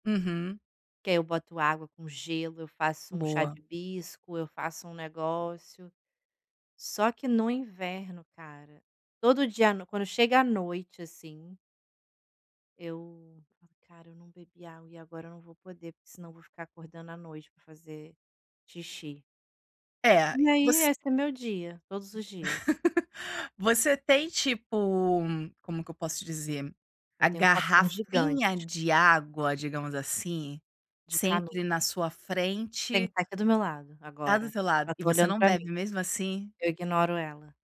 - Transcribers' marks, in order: laugh
- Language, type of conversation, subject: Portuguese, advice, Como posso lembrar de beber água suficiente ao longo do dia?